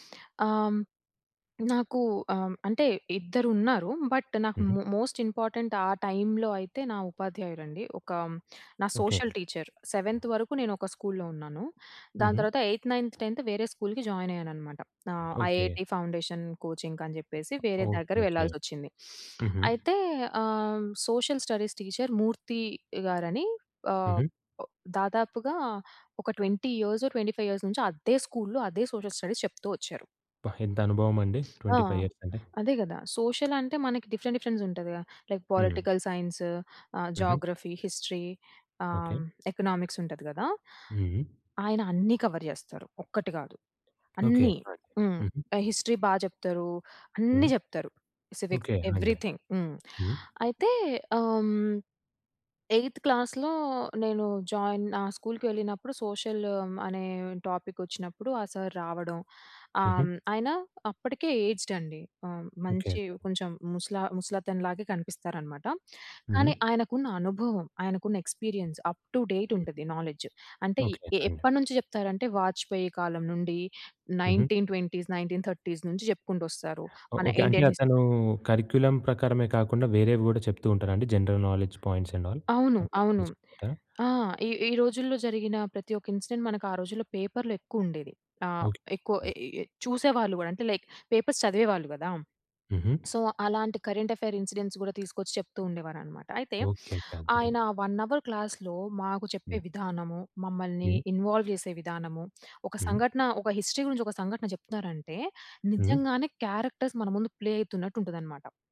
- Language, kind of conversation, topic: Telugu, podcast, మీకు నిజంగా సహాయమిచ్చిన ఒక సంఘటనను చెప్పగలరా?
- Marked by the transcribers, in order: tapping; in English: "బట్"; in English: "మో మోస్ట్ ఇంపార్టెంట్"; in English: "సోషల్ టీచర్ సెవెన్త్"; in English: "ఎయిథ్, నైన్త్, టెన్త్"; in English: "ఐఐటీ ఫౌండేషన్ కోచింగ్‌కి"; other background noise; in English: "సోషల్ స్టడీస్ టీచర్"; in English: "ట్వెంటీ ఇయర్స్ ట్వెంటీ ఫైవ్ ఇయర్స్"; stressed: "అద్దే"; in English: "సోషల్ స్టడీస్"; in English: "ట్వెంటీ ఫైవ్ ఇయర్స్"; sniff; in English: "డిఫరెంట్, డిఫరెంట్స్"; in English: "లైక్ పొలిటికల్"; in English: "జాగ్రఫీ, హిస్టరీ"; in English: "కవర్"; in English: "హిస్టరీ"; other noise; in English: "సివిక్స్ ఎవ్రితింగ్"; in English: "ఎయిత్ క్లాస్‌లో"; in English: "జోయిన్"; in English: "ఏజ్‌డ్"; in English: "ఎక్స్పీరియన్స్, అప్ టు డేట్"; in English: "నైన్టీన్ ట్వెంటీస్ నైన్టీన్ థర్టీస్"; in English: "ఇండియన్"; in English: "కరిక్యులమ్"; in English: "జనరల్ నాలెడ్జ్ పాయింట్స్ అండ్ అల్"; in English: "ఇన్సిడెంట్"; in English: "లైక్ పేపర్స్"; in English: "సో"; in English: "కరెంట్ అఫైర్ ఇన్సిడెంట్స్"; in English: "వన్ అవర్ క్లాస్‌లో"; in English: "ఇన్వాల్వ్"; in English: "హిస్టరీ"; in English: "క్యారెక్టర్స్"; in English: "ప్లే"